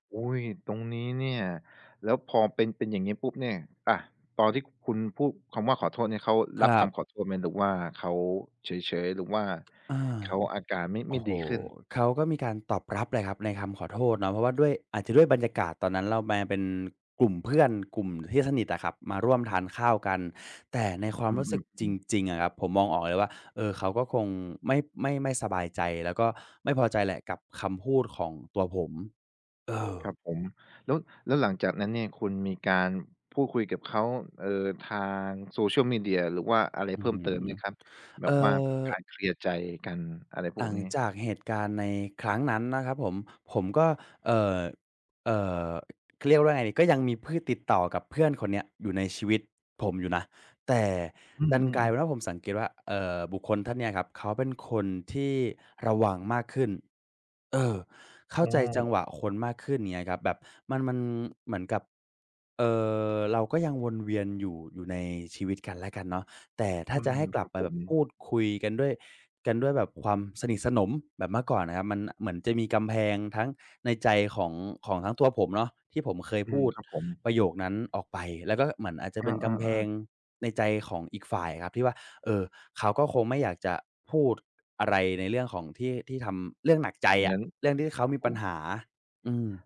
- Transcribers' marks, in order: other background noise
- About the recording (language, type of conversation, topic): Thai, podcast, เคยโดนเข้าใจผิดจากการหยอกล้อไหม เล่าให้ฟังหน่อย